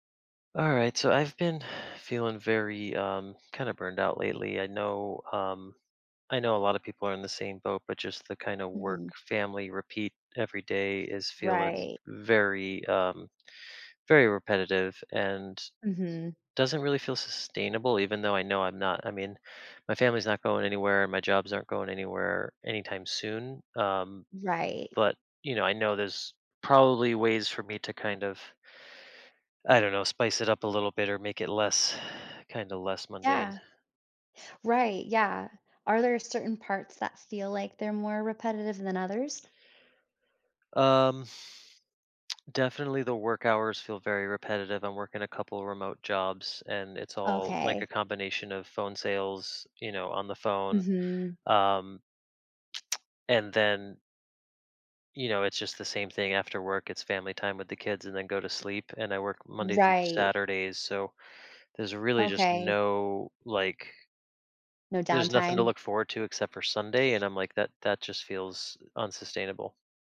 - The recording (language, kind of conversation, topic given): English, advice, How can I break my daily routine?
- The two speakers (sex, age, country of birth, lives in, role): female, 40-44, United States, United States, advisor; male, 35-39, United States, United States, user
- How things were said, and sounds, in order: sigh; other background noise; sigh; tapping; tsk; tsk